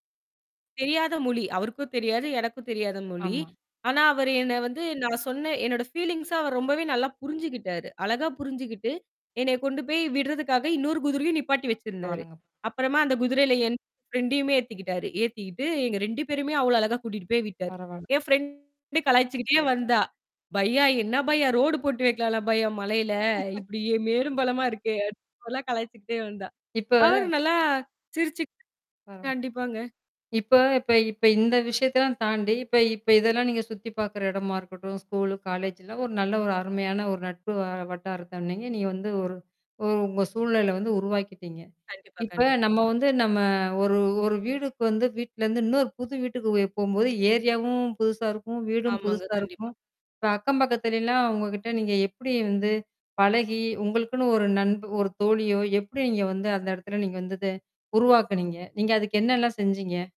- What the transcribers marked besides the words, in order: static; in English: "ஃபீலிங்ச"; distorted speech; in Hindi: "பையா"; in Hindi: "பையா"; laugh; in Hindi: "பையா!"; in English: "ஏரியாவும்"
- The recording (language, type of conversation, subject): Tamil, podcast, புதிய இடத்தில் புதிய நண்பர்களைச் சந்திக்க நீங்கள் என்ன செய்கிறீர்கள்?